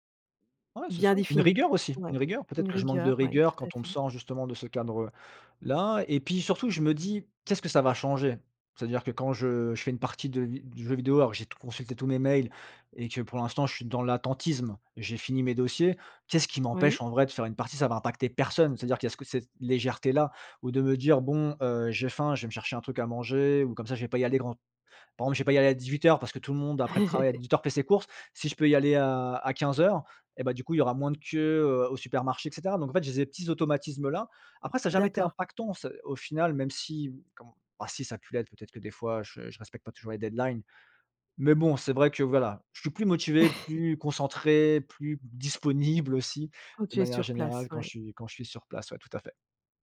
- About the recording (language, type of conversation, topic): French, podcast, Préférez-vous le télétravail, le bureau ou un modèle hybride, et pourquoi ?
- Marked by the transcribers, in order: chuckle; in English: "deadlines"; chuckle